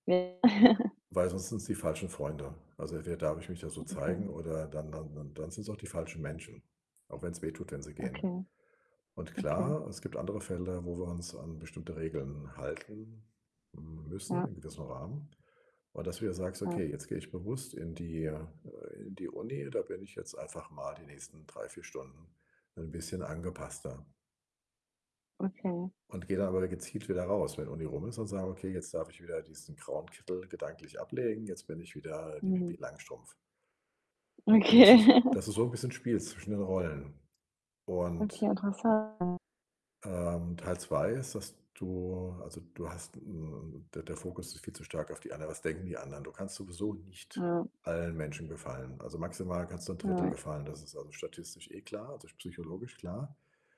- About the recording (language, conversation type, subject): German, advice, Wie kann ich trotz Angst vor Bewertung und Scheitern ins Tun kommen?
- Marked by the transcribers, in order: distorted speech; chuckle; other background noise; laughing while speaking: "Okay"